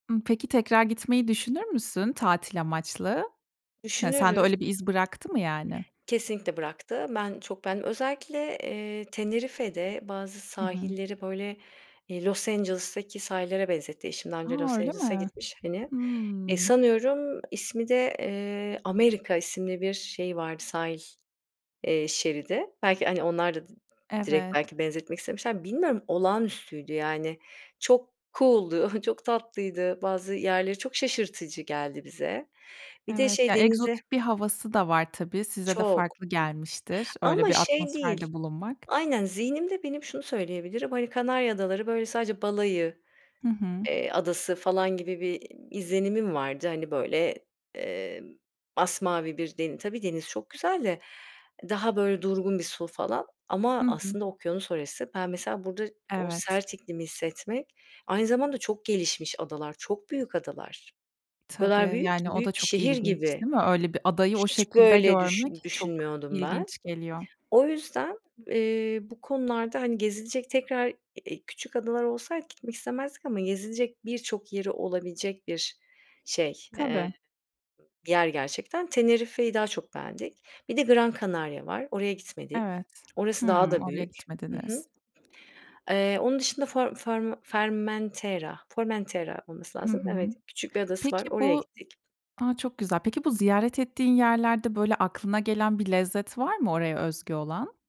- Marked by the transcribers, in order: other background noise; tapping; laughing while speaking: "cool'du"; in English: "cool'du"
- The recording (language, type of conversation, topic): Turkish, podcast, En unutamadığın konser anını bizimle paylaşır mısın?